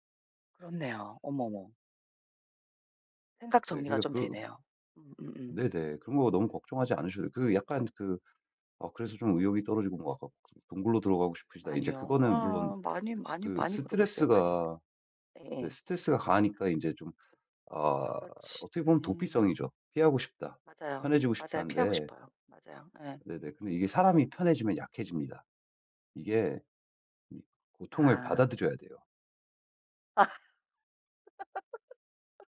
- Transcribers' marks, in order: other background noise; tapping; laugh
- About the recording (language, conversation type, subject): Korean, advice, 불안할 때 자신감을 천천히 키우려면 어떻게 해야 하나요?